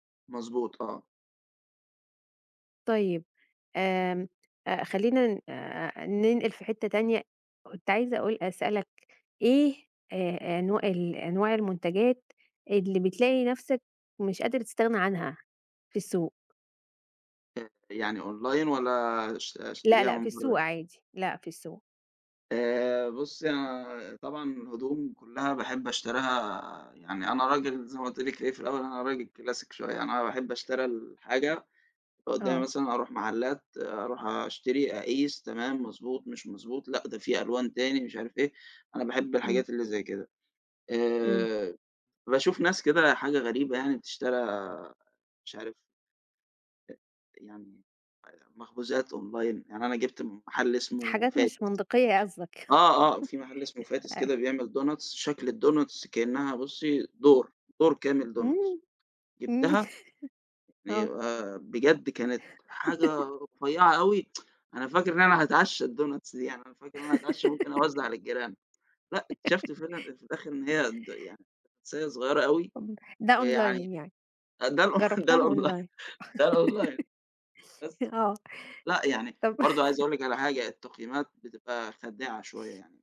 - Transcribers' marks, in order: in English: "أونلاين"; in English: "كلاسيك"; in English: "أونلاين"; chuckle; in English: "دونتس"; in English: "الدونتس"; in English: "دونتس"; chuckle; laugh; tsk; in English: "الدونتس"; giggle; laugh; unintelligible speech; in English: "أونلاين"; laughing while speaking: "ده الأون ده الأونلا ده الأونلاين"; in English: "الأونلاين"; in English: "أونلاين؟"; giggle; tapping; chuckle
- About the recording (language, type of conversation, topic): Arabic, podcast, بتفضل تشتري أونلاين ولا من السوق؟ وليه؟